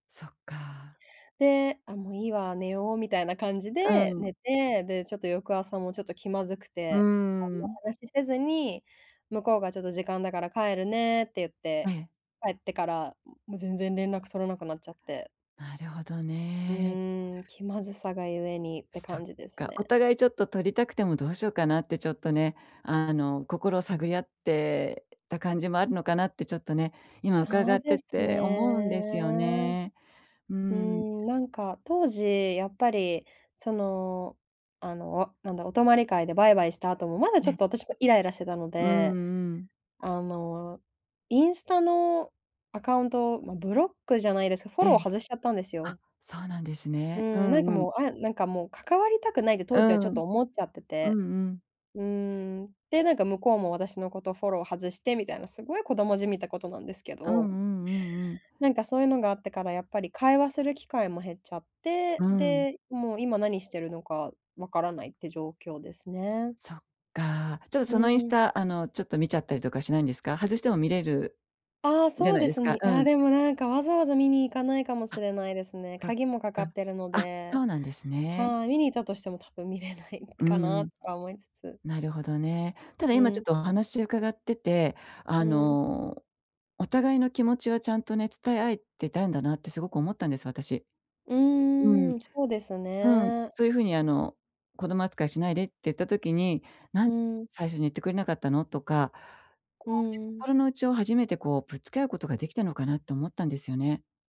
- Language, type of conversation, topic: Japanese, advice, 疎遠になった友人ともう一度仲良くなるにはどうすればよいですか？
- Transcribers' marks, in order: other background noise; laughing while speaking: "見れないかな"